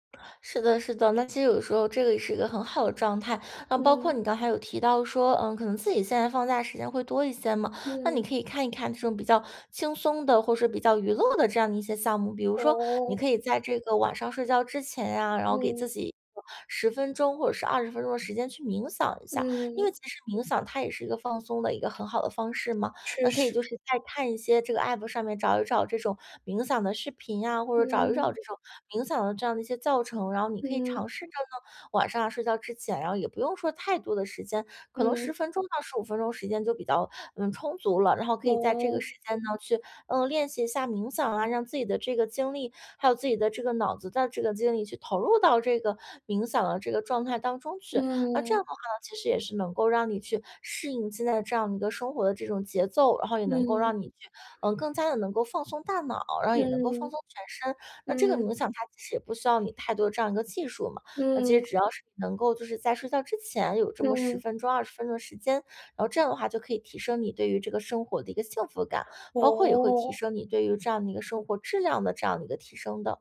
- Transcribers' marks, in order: other background noise
- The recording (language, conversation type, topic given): Chinese, advice, 怎样才能在娱乐和休息之间取得平衡？